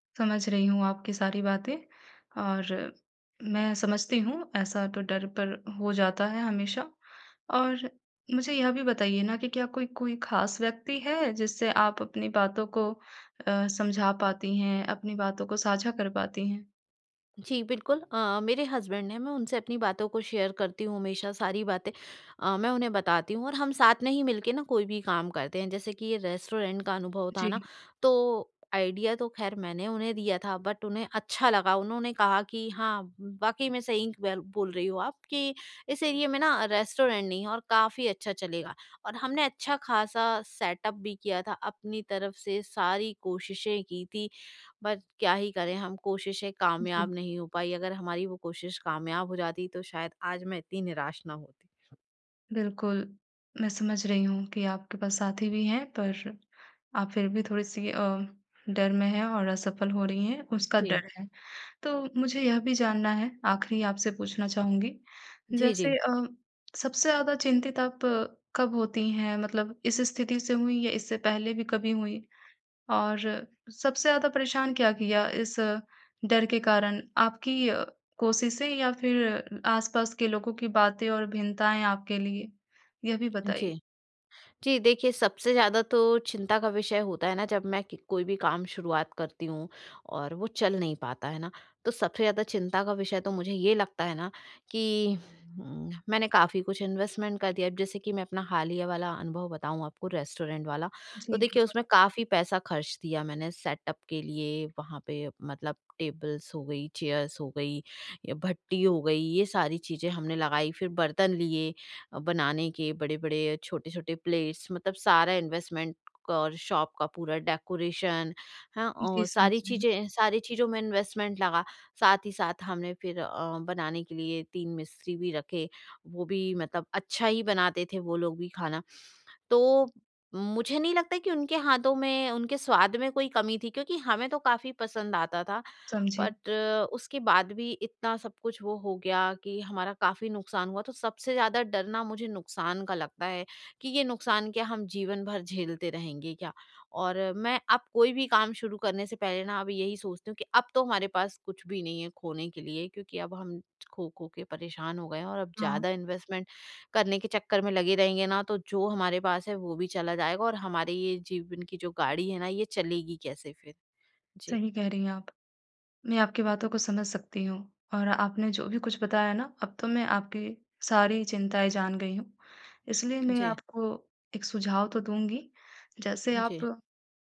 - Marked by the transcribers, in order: in English: "हसबैंड"; in English: "शेयर"; tapping; in English: "रेस्टोरेंट"; in English: "आईडिया"; in English: "बट"; in English: "एरिया"; in English: "रेस्टोरेंट"; in English: "सेटअप"; in English: "बट"; in English: "इन्वेस्टमेंट"; in English: "रेस्टोरेंट"; in English: "सेटअप"; in English: "टेबल्स"; in English: "चेयर्स"; in English: "प्लेट्स"; in English: "इन्वेस्टमेंट"; "और" said as "कौर"; in English: "शॉप"; in English: "डेकोरेशन"; in English: "इन्वेस्टमेंट"; in English: "बट"; in English: "इन्वेस्टमेंट"
- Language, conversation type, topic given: Hindi, advice, डर पर काबू पाना और आगे बढ़ना